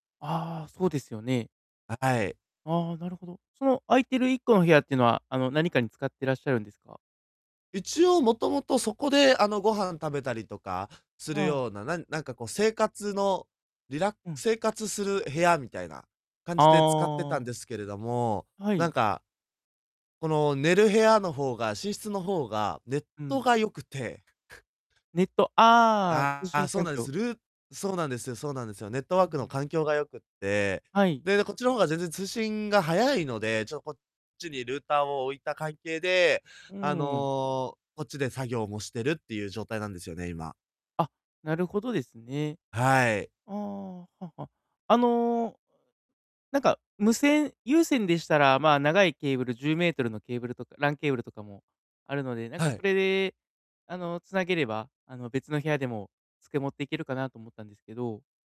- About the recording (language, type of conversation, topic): Japanese, advice, 短い時間でも効率よく作業できるよう、集中力を保つにはどうすればよいですか？
- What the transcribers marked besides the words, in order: other background noise; chuckle; distorted speech